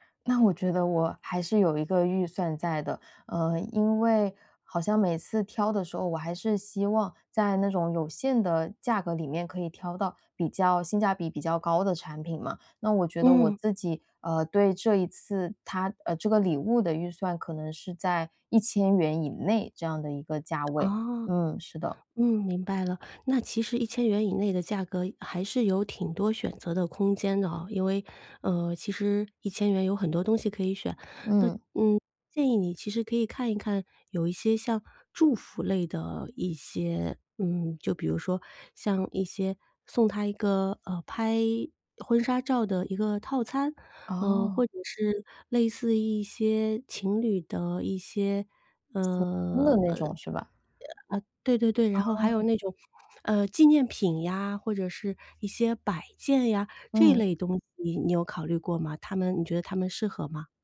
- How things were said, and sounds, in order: other background noise; unintelligible speech
- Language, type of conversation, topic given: Chinese, advice, 如何才能挑到称心的礼物？